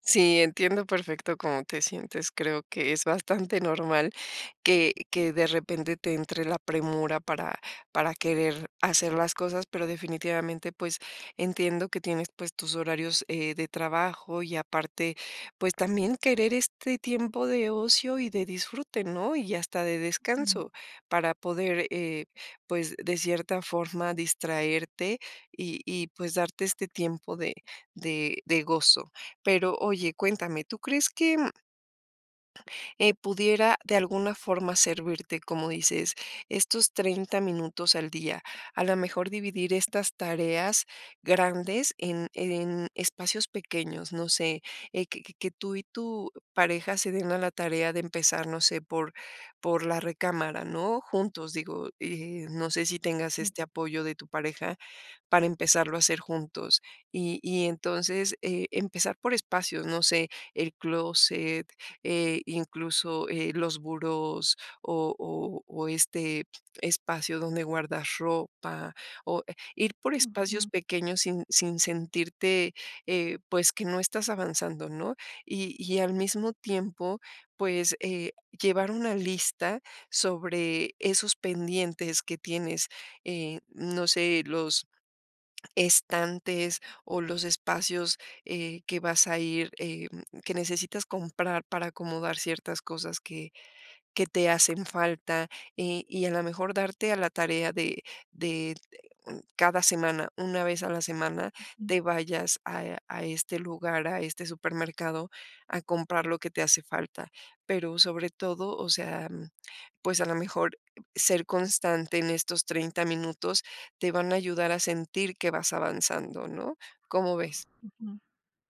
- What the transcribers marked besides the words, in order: other background noise
- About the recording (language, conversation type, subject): Spanish, advice, ¿Cómo puedo dejar de sentirme abrumado por tareas pendientes que nunca termino?